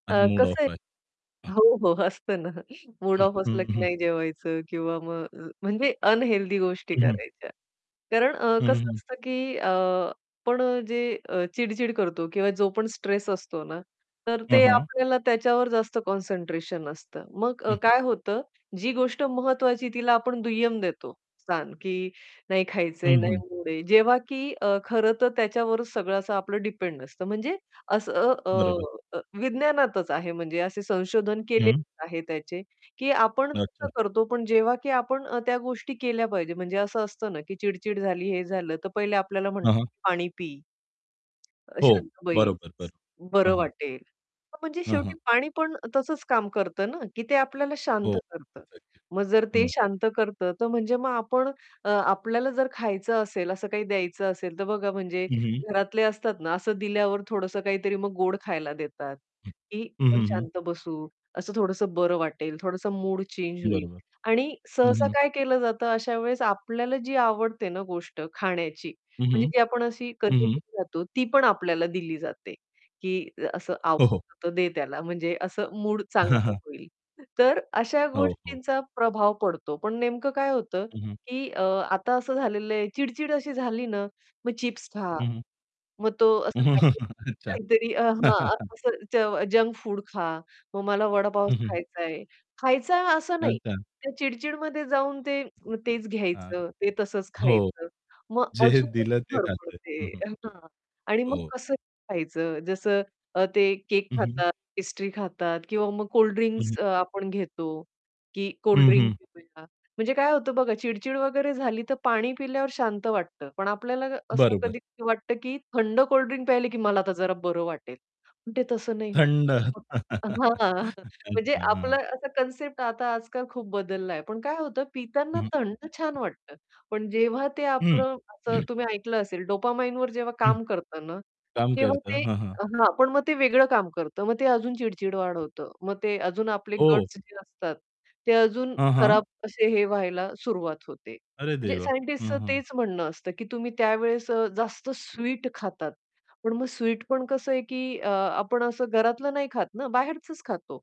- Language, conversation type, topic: Marathi, podcast, अन्न आणि मूड यांचं नातं तुमच्या दृष्टीने कसं आहे?
- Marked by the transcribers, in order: static; distorted speech; in English: "ऑफ"; other noise; laughing while speaking: "असतं ना"; other background noise; tapping; chuckle; chuckle; laugh; unintelligible speech; laugh; in English: "डोपामाइनवर"; throat clearing; in English: "गट्स"